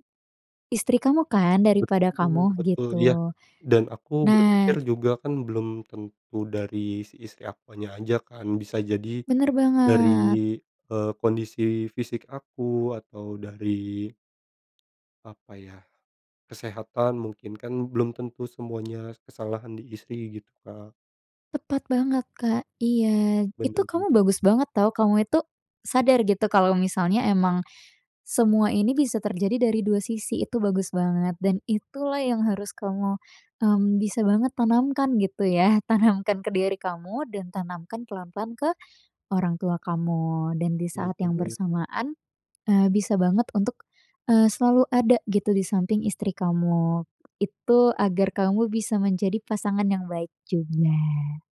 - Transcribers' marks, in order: laughing while speaking: "tanamkan"; tapping
- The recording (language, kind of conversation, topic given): Indonesian, advice, Apakah Anda diharapkan segera punya anak setelah menikah?